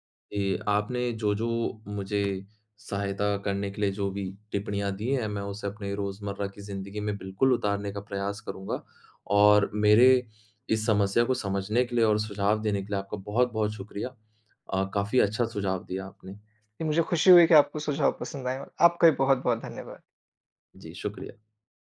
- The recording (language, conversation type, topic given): Hindi, advice, रिश्ते में अपनी सच्ची भावनाएँ सामने रखने से आपको डर क्यों लगता है?
- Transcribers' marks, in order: none